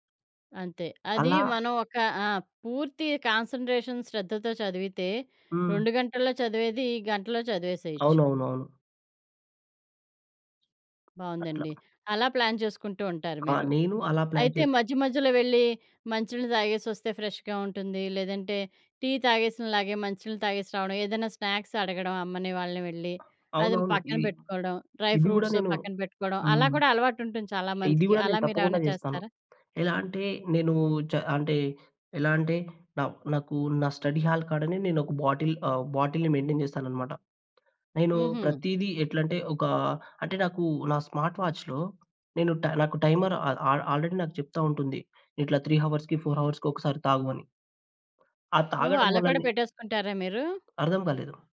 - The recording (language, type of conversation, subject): Telugu, podcast, అचानक అలసట వచ్చినప్పుడు మీరు పని కొనసాగించడానికి సహాయపడే చిన్న అలవాట్లు ఏవి?
- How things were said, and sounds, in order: in English: "కాన్సంట్రేషన్"; tapping; in English: "ప్లాన్"; in English: "ప్లాన్"; in English: "ఫ్రెష్‌గా"; in English: "స్నాక్స్"; other background noise; in English: "డ్రై ఫ్రూట్స్"; in English: "స్టడీ హాల్"; in English: "బాటిల్"; in English: "బాటిల్‌ని మెయింటైన్"; in English: "స్మార్ట్ వాచ్‌లో"; in English: "టైమర్ ఆ ఆ ఆల్రెడీ"; in English: "త్రీ హవర్స్‌కి, ఫోర్ హవర్స్‌కి"